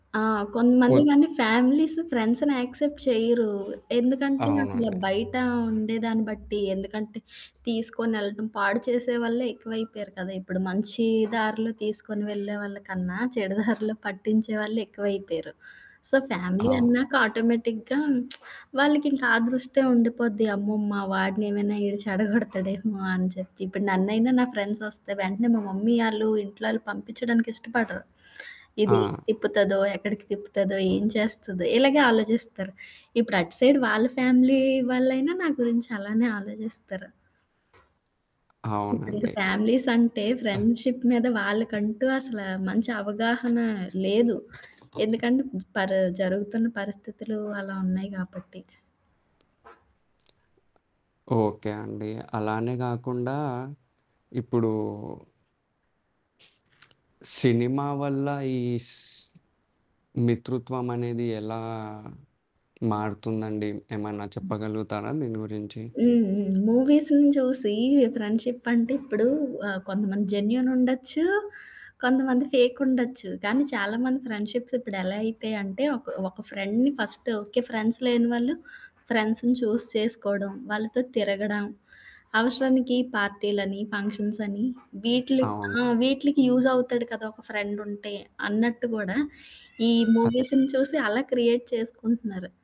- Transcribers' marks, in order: static; in English: "యాక్సెప్ట్"; other background noise; horn; in English: "సో ఫ్యామిలీ"; in English: "ఆటోమేటిక్‌గా"; lip smack; chuckle; in English: "మమ్మీ"; in English: "సైడ్"; in English: "ఫ్యామిలీ"; chuckle; in English: "ఫ్రెండ్షిప్"; in English: "మూవీస్‌ని"; in English: "ఫ్రెండ్షిప్"; in English: "జెన్యూన్"; in English: "ఫ్రెండ్షిప్స్"; in English: "ఫ్రెండ్‌ని ఫస్ట్"; in English: "ఫ్రెండ్స్"; in English: "ఫ్రెండ్స్‌ని చూజ్"; in English: "ఫంక్షన్స్‌ని"; in English: "యూజ్"; in English: "మూవీస్‌ని"; in English: "క్రియేట్"
- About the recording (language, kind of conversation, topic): Telugu, podcast, నిజమైన మిత్రుణ్ని గుర్తించడానికి ముఖ్యమైన మూడు లక్షణాలు ఏవి?